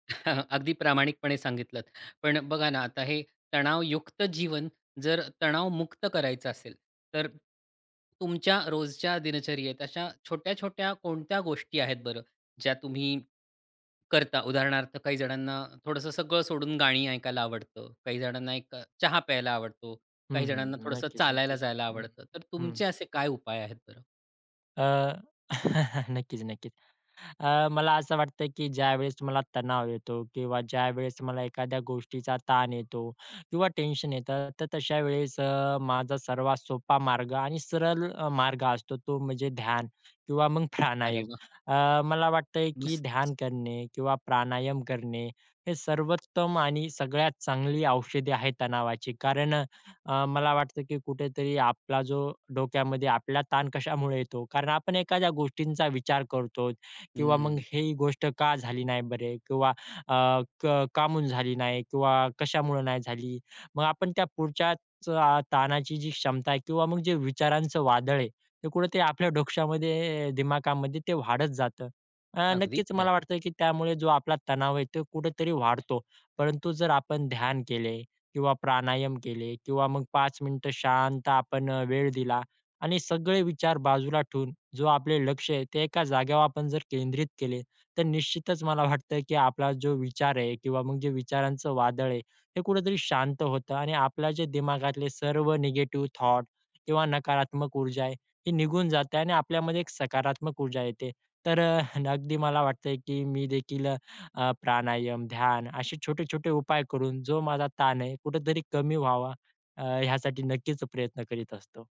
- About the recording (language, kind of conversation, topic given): Marathi, podcast, तणाव ताब्यात ठेवण्यासाठी तुमची रोजची पद्धत काय आहे?
- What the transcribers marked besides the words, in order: chuckle; other noise; chuckle; "प्राणायाम" said as "फानायम"; "करतो" said as "करतोत"; tapping; "डोक्यामध्ये" said as "डोक्शामध्ये"; other background noise; laughing while speaking: "वाटतं"; in English: "थॉट"; chuckle